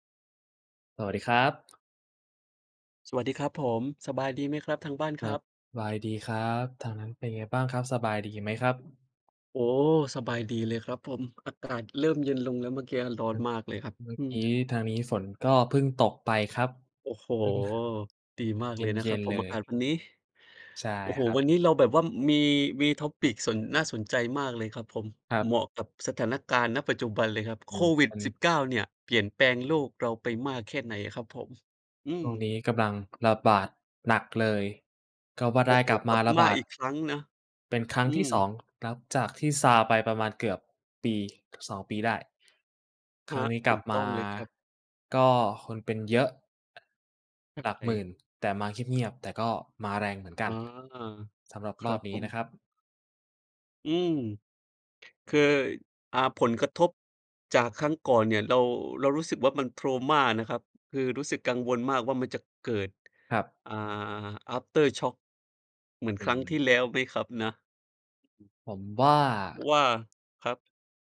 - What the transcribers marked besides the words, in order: tapping; in English: "topic"; unintelligible speech; in English: "trauma"
- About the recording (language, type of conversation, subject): Thai, unstructured, โควิด-19 เปลี่ยนแปลงโลกของเราไปมากแค่ไหน?